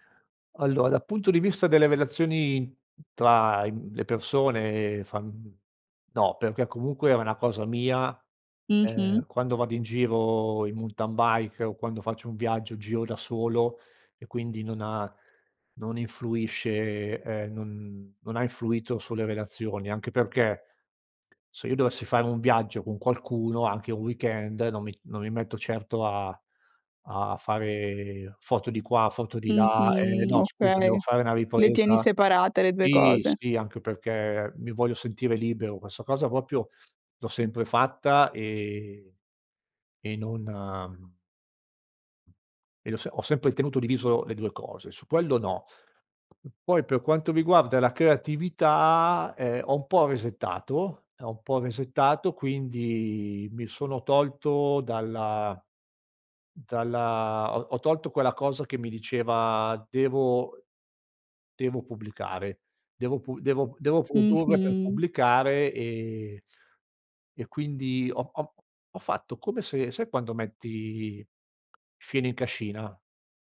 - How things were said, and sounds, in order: tapping; in English: "muntan bike"; "mountain" said as "muntan"; "questa" said as "quessa"; "proprio" said as "poprio"; "quello" said as "puello"; other background noise
- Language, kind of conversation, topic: Italian, podcast, Hai mai fatto una pausa digitale lunga? Com'è andata?